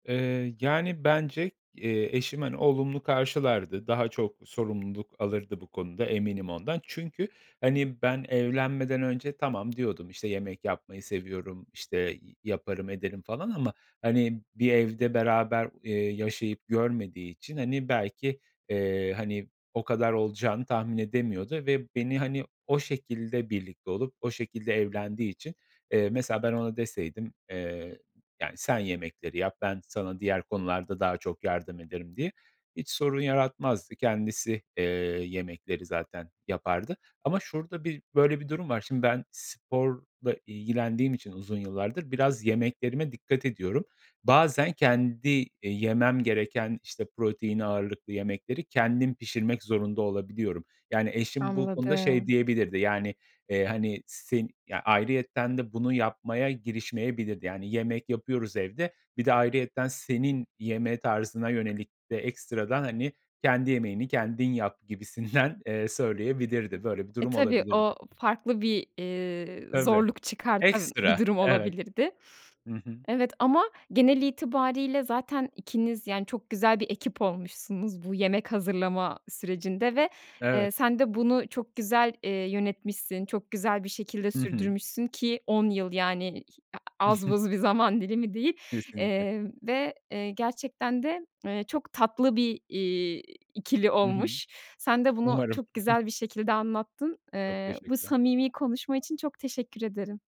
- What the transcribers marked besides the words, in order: laughing while speaking: "gibisinden"; other background noise; chuckle; tapping; chuckle
- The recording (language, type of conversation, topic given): Turkish, podcast, Yemek hazırlığı ve sofrada iş bölümü